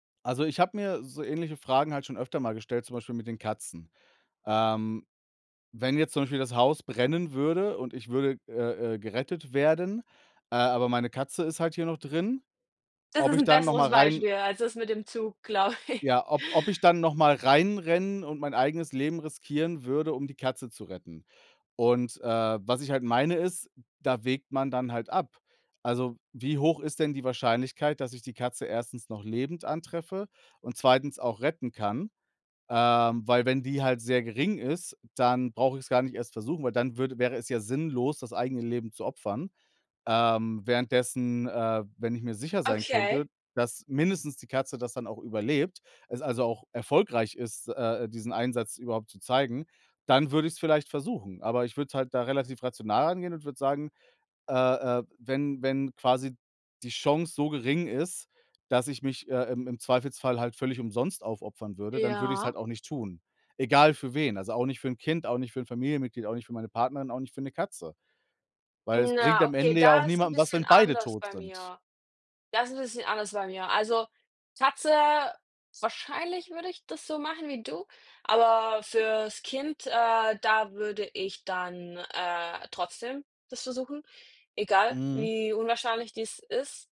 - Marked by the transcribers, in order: laughing while speaking: "glaube"; other background noise; tapping
- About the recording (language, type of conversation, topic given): German, unstructured, Findest du, dass man für seine Überzeugungen auch Opfer bringen muss?